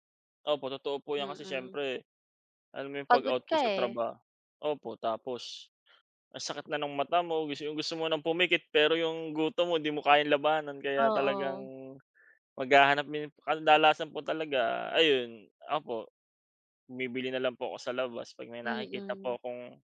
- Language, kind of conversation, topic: Filipino, unstructured, Ano ang palagay mo sa sobrang alat ng mga pagkain ngayon?
- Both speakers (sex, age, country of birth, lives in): female, 25-29, Philippines, Philippines; male, 25-29, Philippines, Philippines
- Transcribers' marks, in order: none